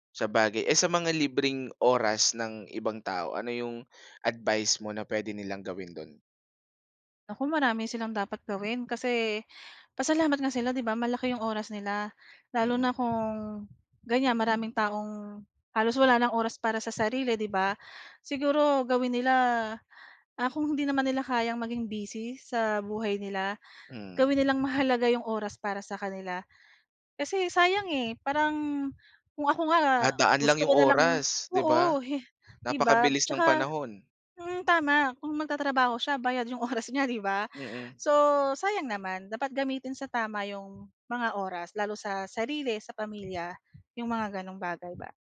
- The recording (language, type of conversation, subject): Filipino, podcast, Ano ang paborito mong paraan para magpalipas ng oras nang sulit?
- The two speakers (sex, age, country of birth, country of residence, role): female, 40-44, Philippines, Philippines, guest; male, 25-29, Philippines, Philippines, host
- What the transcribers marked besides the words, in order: tapping; other background noise; fan